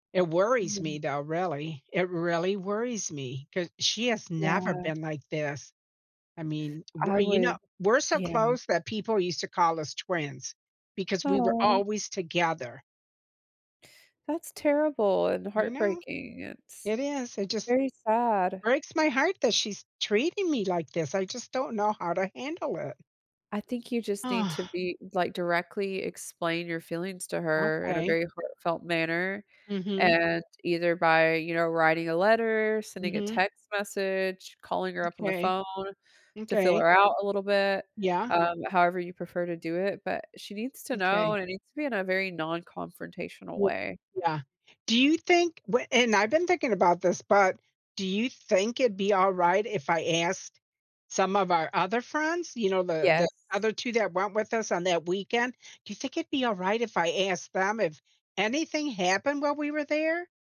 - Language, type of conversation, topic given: English, advice, How do I address a friendship that feels one-sided?
- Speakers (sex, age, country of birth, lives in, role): female, 35-39, United States, United States, advisor; female, 75-79, United States, United States, user
- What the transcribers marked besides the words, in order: unintelligible speech; tapping; other background noise; sigh